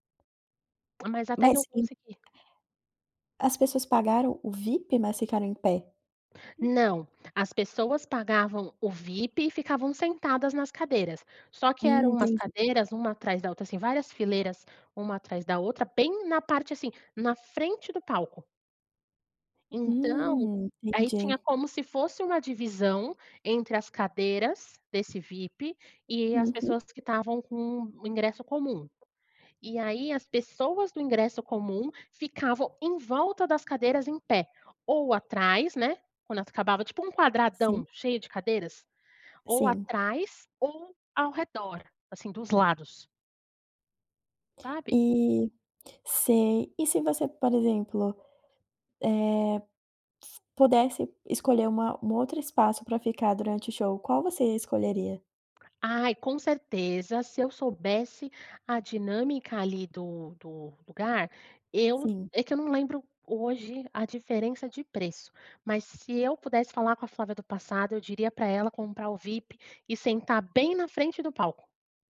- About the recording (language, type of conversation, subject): Portuguese, podcast, Qual foi o show ao vivo que mais te marcou?
- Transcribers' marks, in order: tapping